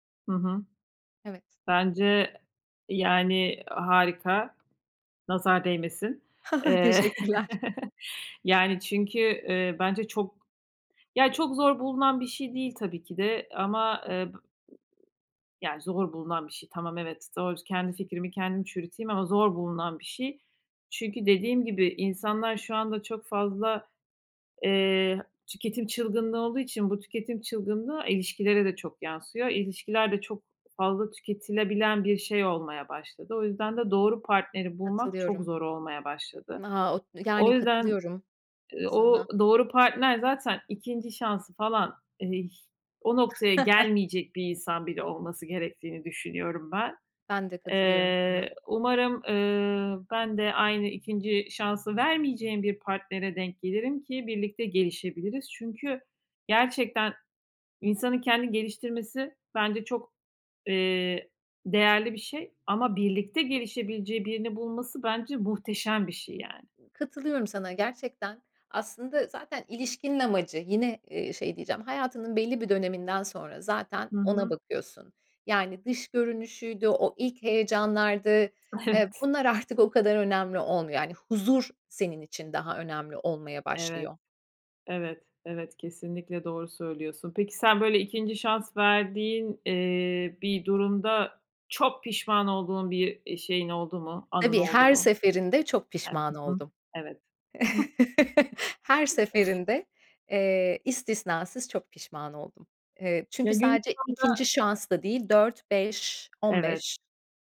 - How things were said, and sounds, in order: tapping; chuckle; other background noise; chuckle; chuckle; laughing while speaking: "Evet"; stressed: "çok"; chuckle; unintelligible speech; chuckle
- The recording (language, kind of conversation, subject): Turkish, unstructured, Aşkta ikinci bir şans vermek doğru mu?
- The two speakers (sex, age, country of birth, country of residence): female, 40-44, Turkey, Hungary; female, 40-44, Turkey, Malta